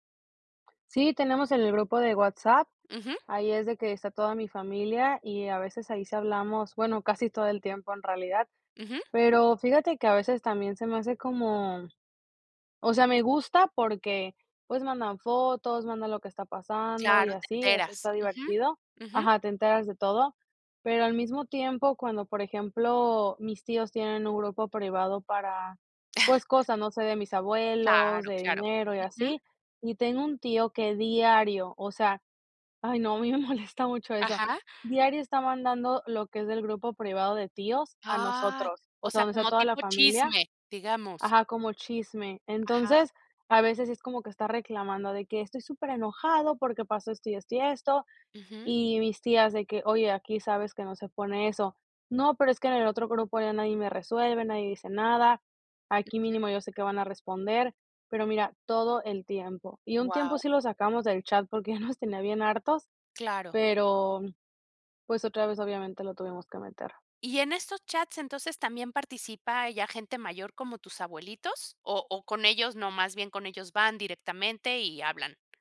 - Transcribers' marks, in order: tapping; chuckle; chuckle; chuckle; other background noise
- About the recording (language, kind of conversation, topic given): Spanish, podcast, ¿Cómo solucionas los malentendidos que surgen en un chat?